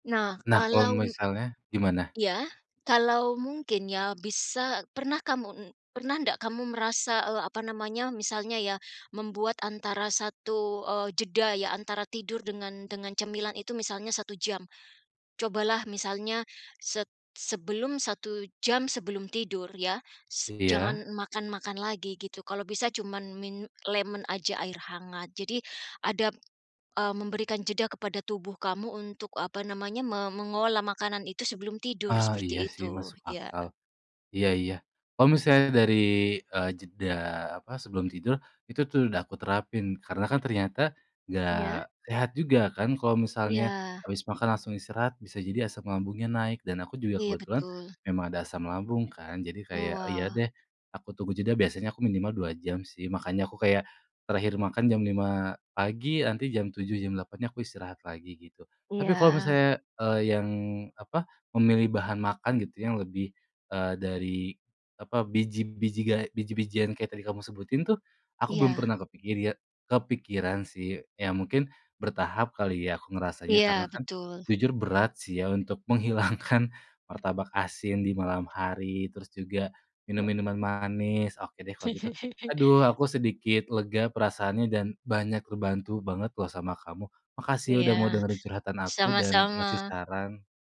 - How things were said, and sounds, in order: other background noise; laugh
- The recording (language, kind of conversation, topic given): Indonesian, advice, Bagaimana cara menghentikan keinginan ngemil larut malam yang sulit dikendalikan?